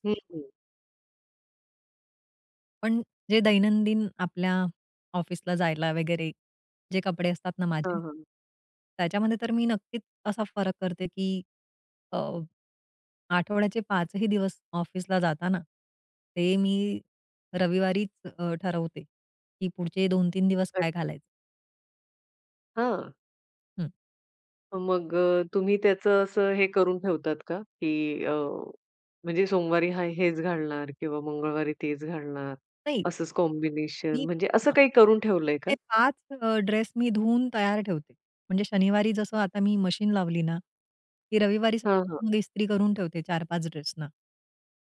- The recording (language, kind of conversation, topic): Marathi, podcast, कपड्यांमध्ये आराम आणि देखणेपणा यांचा समतोल तुम्ही कसा साधता?
- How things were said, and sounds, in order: tapping; in English: "कॉम्बिनेशन"; unintelligible speech